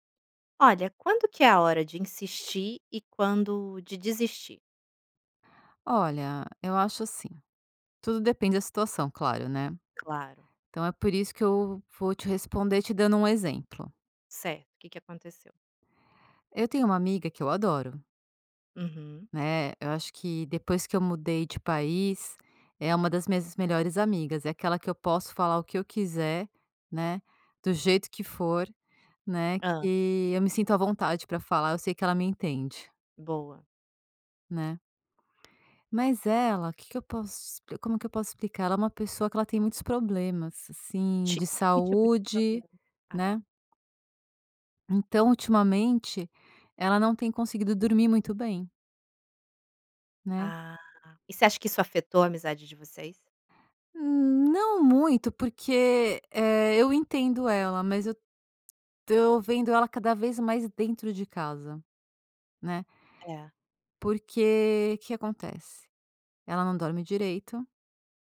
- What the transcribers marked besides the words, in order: none
- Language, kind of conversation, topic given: Portuguese, podcast, Quando é a hora de insistir e quando é melhor desistir?